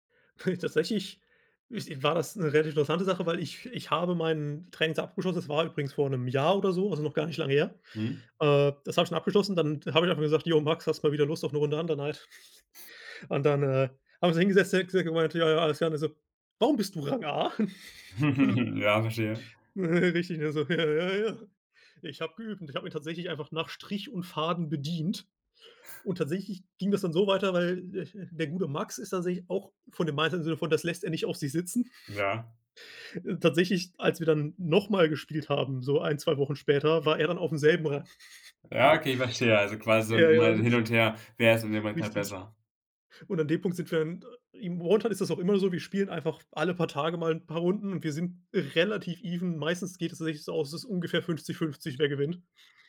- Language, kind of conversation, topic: German, podcast, Was hat dich zuletzt beim Lernen richtig begeistert?
- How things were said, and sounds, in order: chuckle; chuckle; chuckle; chuckle; chuckle; unintelligible speech; in English: "even"